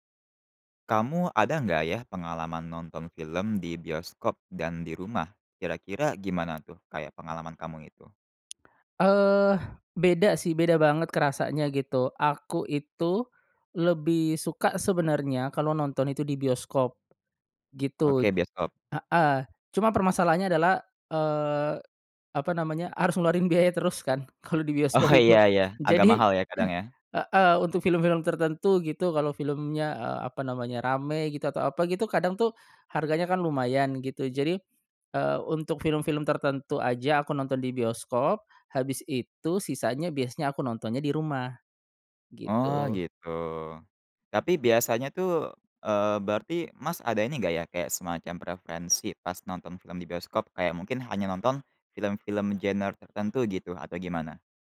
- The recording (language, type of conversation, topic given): Indonesian, podcast, Bagaimana pengalamanmu menonton film di bioskop dibandingkan di rumah?
- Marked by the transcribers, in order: other weather sound; tapping; laughing while speaking: "Oh"